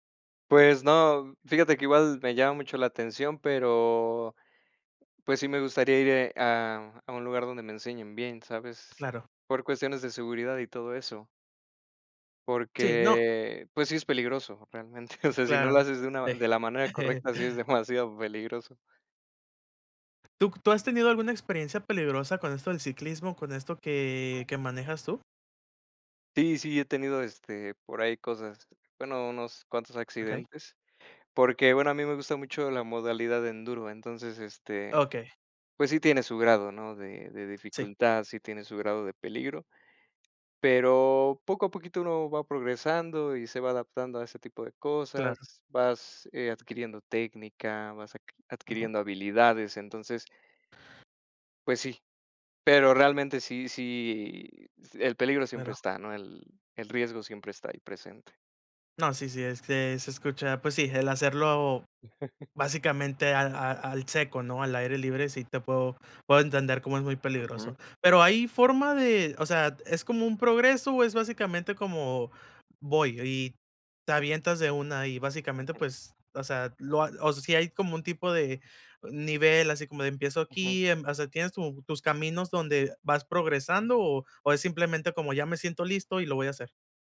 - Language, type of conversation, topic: Spanish, unstructured, ¿Te gusta pasar tiempo al aire libre?
- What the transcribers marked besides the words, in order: other background noise; tapping; chuckle; chuckle; laughing while speaking: "es demasiado"; chuckle